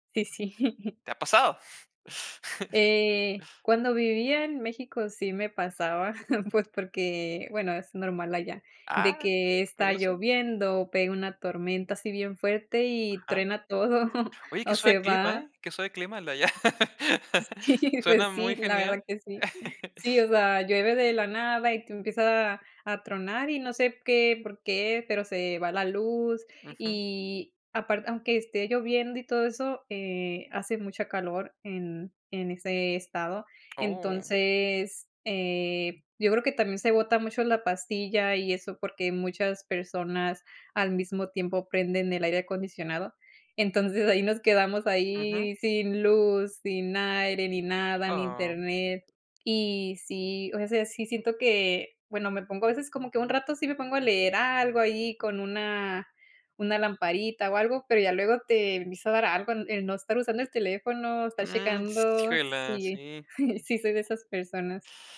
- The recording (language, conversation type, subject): Spanish, podcast, ¿Cómo usas el celular en tu día a día?
- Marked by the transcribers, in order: giggle; chuckle; chuckle; chuckle; other noise; laughing while speaking: "Sí"; laugh; chuckle; "híjole" said as "híjoleas"; chuckle